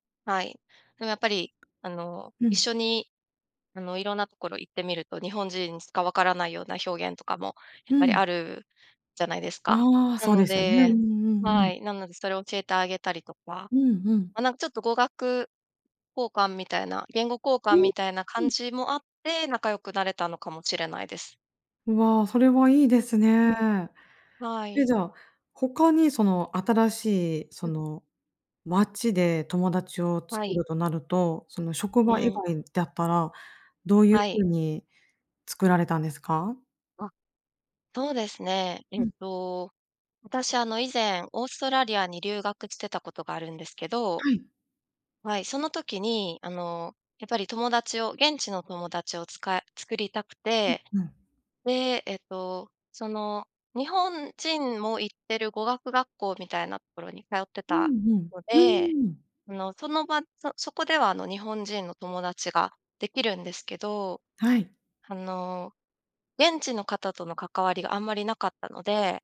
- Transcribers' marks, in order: none
- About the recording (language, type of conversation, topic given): Japanese, podcast, 新しい街で友達を作るには、どうすればいいですか？